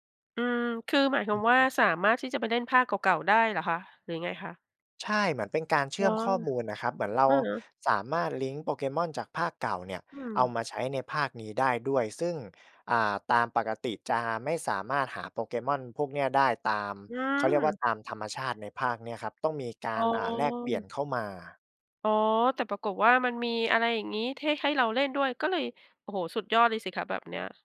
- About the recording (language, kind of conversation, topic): Thai, podcast, ของเล่นชิ้นไหนที่คุณยังจำได้แม่นที่สุด และทำไมถึงประทับใจจนจำไม่ลืม?
- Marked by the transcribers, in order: other background noise